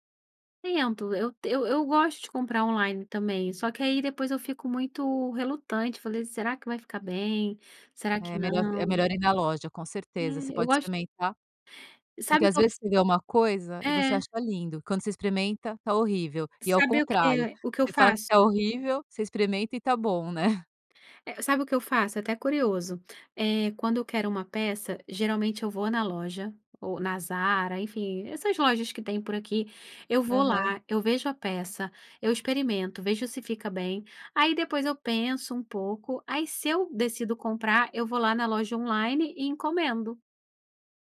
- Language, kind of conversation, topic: Portuguese, podcast, Que peça de roupa mudou seu jeito de se vestir e por quê?
- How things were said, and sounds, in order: other background noise; tapping